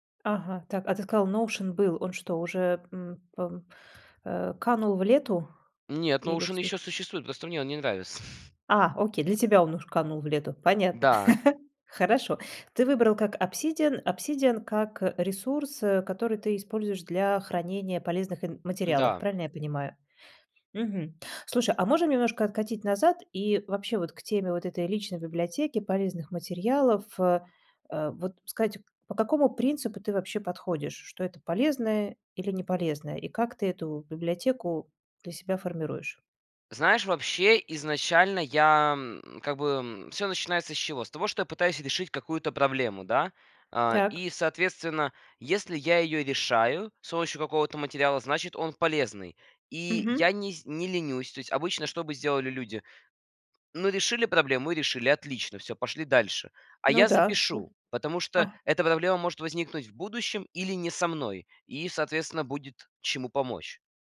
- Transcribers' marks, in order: chuckle; chuckle; tapping
- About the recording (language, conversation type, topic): Russian, podcast, Как вы формируете личную библиотеку полезных материалов?